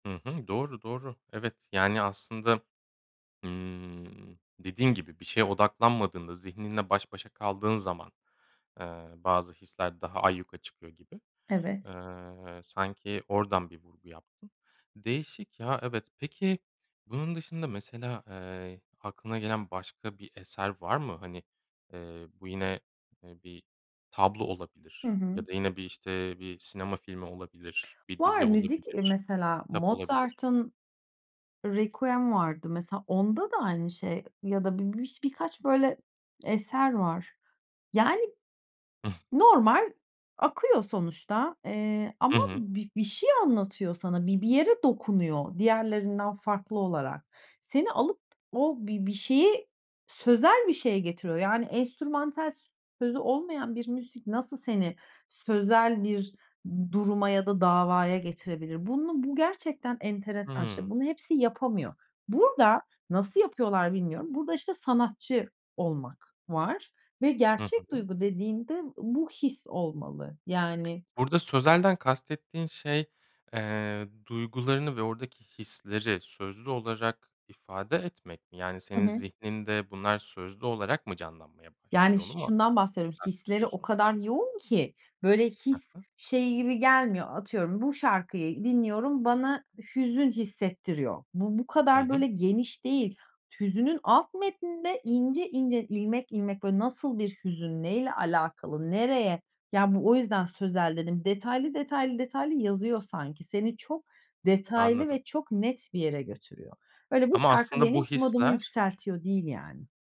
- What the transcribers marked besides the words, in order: tapping
- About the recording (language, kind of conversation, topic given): Turkish, podcast, Bir eserde gerçek duyguyu nasıl yakalarsın?